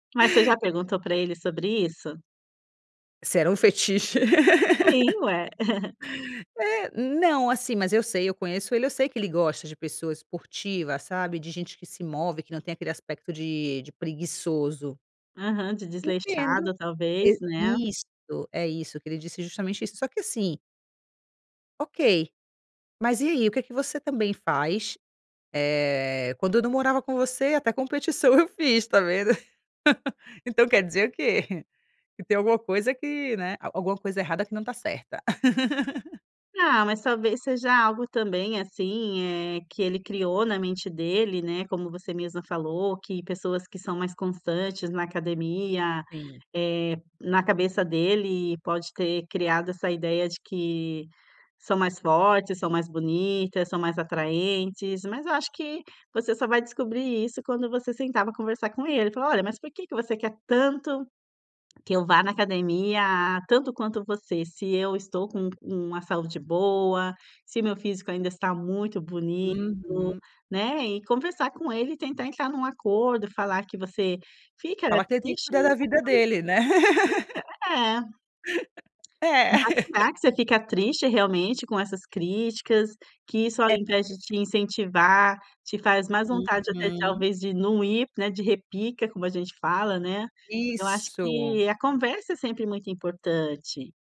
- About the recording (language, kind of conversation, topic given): Portuguese, advice, Como lidar com um(a) parceiro(a) que faz críticas constantes aos seus hábitos pessoais?
- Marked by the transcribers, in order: laugh; laugh; laugh; laugh